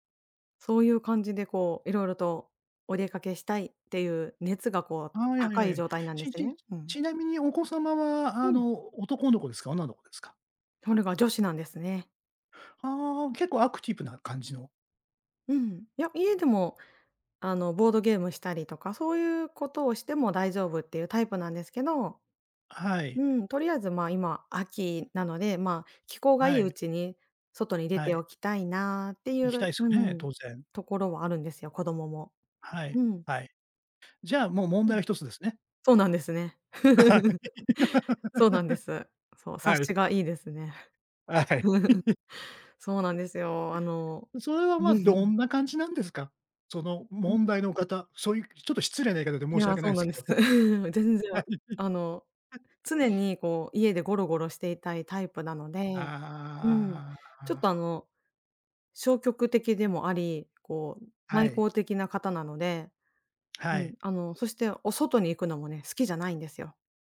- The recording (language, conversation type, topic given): Japanese, advice, 年中行事や祝日の過ごし方をめぐって家族と意見が衝突したとき、どうすればよいですか？
- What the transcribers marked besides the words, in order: laughing while speaking: "はい"; laugh; laughing while speaking: "はい"; laugh; laughing while speaking: "うん"; laughing while speaking: "申し訳ないんですけども。はい"; laugh